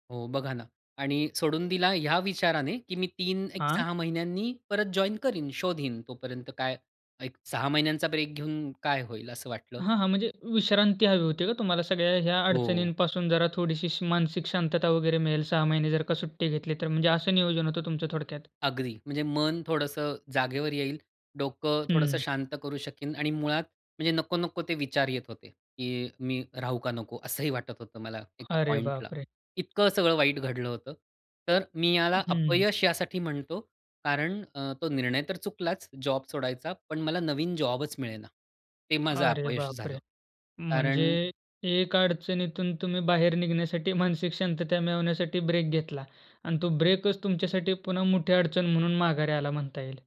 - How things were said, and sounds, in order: in English: "जॉइन"; in English: "ब्रेक"; tapping; in English: "पॉइंटला"; in English: "जॉब"; in English: "जॉबच"; laughing while speaking: "मानसिक"; in English: "ब्रेक"; in English: "ब्रेकचं"
- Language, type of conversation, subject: Marathi, podcast, एखाद्या अपयशातून तुला काय शिकायला मिळालं?